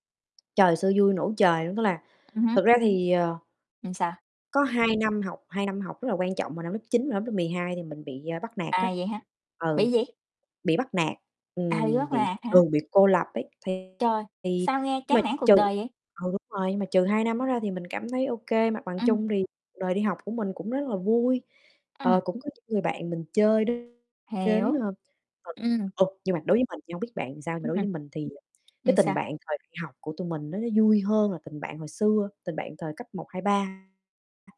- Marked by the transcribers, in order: tapping; other background noise; distorted speech; unintelligible speech; "thì" said as "ừn"
- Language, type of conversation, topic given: Vietnamese, unstructured, Bạn có kỷ niệm vui nào khi học cùng bạn bè không?